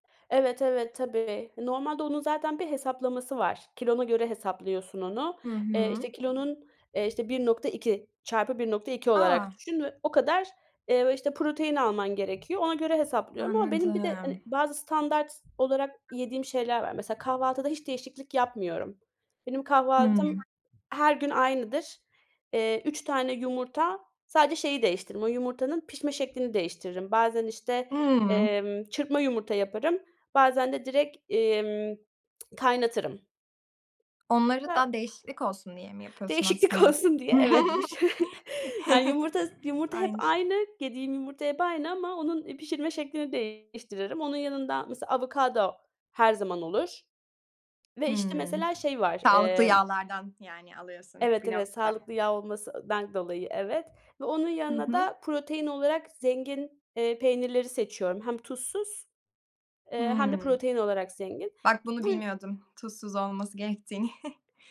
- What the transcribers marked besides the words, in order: other background noise; tapping; tsk; laughing while speaking: "bu ş"; chuckle; chuckle
- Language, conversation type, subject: Turkish, podcast, Yemek planlamanı nasıl yapıyorsun ve hangi ipuçlarını uyguluyorsun?